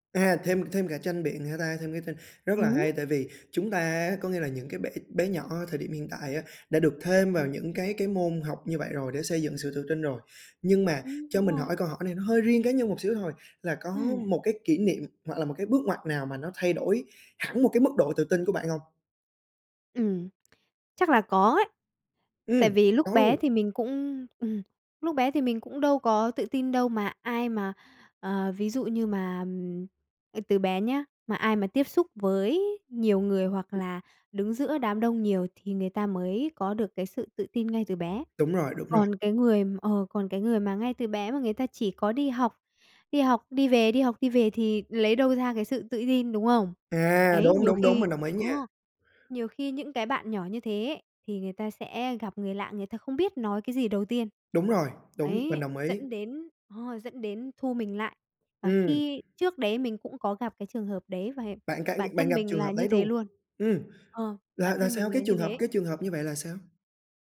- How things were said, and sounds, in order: other background noise; tapping; background speech
- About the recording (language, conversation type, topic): Vietnamese, podcast, Điều gì giúp bạn xây dựng sự tự tin?